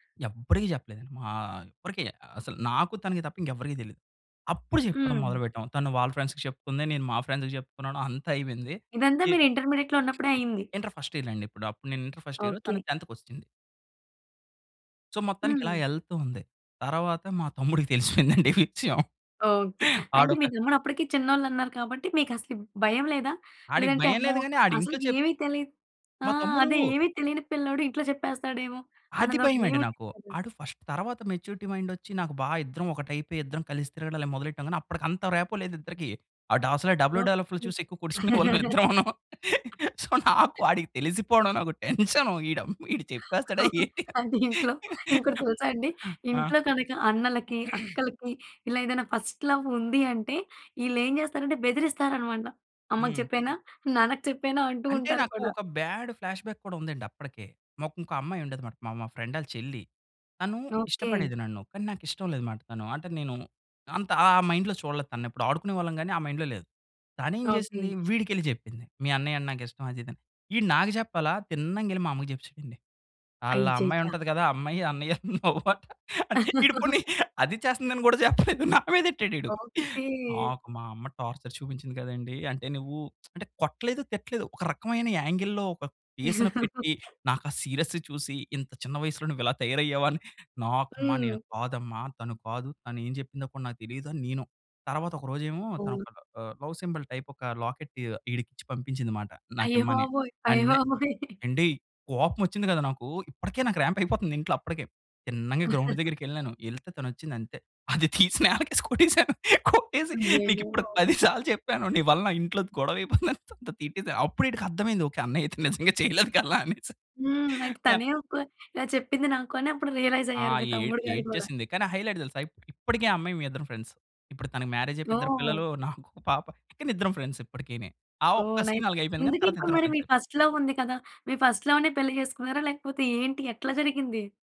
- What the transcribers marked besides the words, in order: in English: "ఫ్రెండ్స్‌కి"; in English: "ఫ్రెండ్స్‌కి"; in English: "ఇంటర్మీడియేట్‌లో"; other background noise; in English: "ఫస్ట్ ఇయర్‌లో"; in English: "ఫస్ట్ ఇయర్"; in English: "టెన్త్‌కొచ్చింది"; in English: "సో"; laughing while speaking: "తెలిసిపోయిందండి ఈ విషయం"; in English: "ఫస్ట్"; in English: "మెచ్యూరిటీ మైండ్"; in English: "రాపో"; in English: "డబెల్‌యూ డబెల్‌యూ ఎఫ్"; laugh; tapping; laughing while speaking: "వాళ్ళం ఇద్దరమూను. సో, నాకు ఆడికి … చెప్పేస్తాడు ఏంటని. ఆ!"; in English: "సో"; laughing while speaking: "అది ఇంట్లో ఇంకోటి తెలుసా అండి"; throat clearing; in English: "ఫస్ట్ లవ్"; in English: "బ్యాడ్ ఫ్లాష్‌బ్యాక్"; in English: "ఫ్రెండ్"; in English: "మైండ్‌లో"; in English: "మైండ్‌లో"; laugh; laughing while speaking: "అన్నయ్య లవ్ అంట. ఈడు పోనీ అది చేస్తుందని కూడా చెప్పలేదు, నా మీదెట్టాడు ఈడు"; in English: "లవ్"; in English: "టార్చర్"; lip smack; in English: "యాంగిల్‌లో"; laugh; in English: "ఫేస్‌ని"; in English: "సీరియస్"; in English: "లవ్ సింబాల్ టైప్"; in English: "లాకెట్"; in English: "అండ్"; chuckle; in English: "రాంప్"; in English: "గ్రౌండ్"; chuckle; laughing while speaking: "అది తీసి నేలకేసి కొట్టేసాను. కొట్టేసి … చేయలేదు కదా! అనేసి"; in English: "రియలైజ్"; in English: "హైలైట్"; in English: "ఫ్రెండ్స్"; in English: "మ్యారేజ్"; laughing while speaking: "నాకు ఒక పాప"; in English: "ఫ్రెండ్స్"; in English: "సీన్"; in English: "నైస్"; in English: "ఫస్ట్ లవ్"; in English: "ఫస్ట్ లవ్‌నే"
- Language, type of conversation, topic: Telugu, podcast, మొదటి ప్రేమ జ్ఞాపకాన్ని మళ్లీ గుర్తు చేసే పాట ఏది?